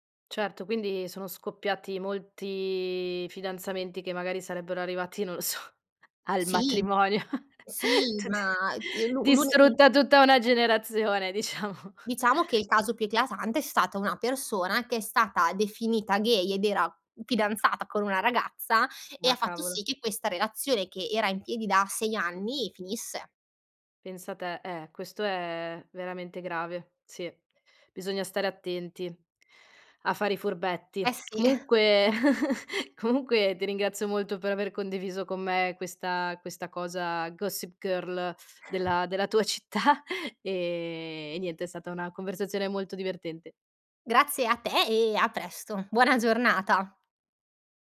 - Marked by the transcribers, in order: laughing while speaking: "non lo so, al matrimonio, tut"; laugh; chuckle; tapping; laughing while speaking: "città"
- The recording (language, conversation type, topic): Italian, podcast, Cosa fai per proteggere la tua reputazione digitale?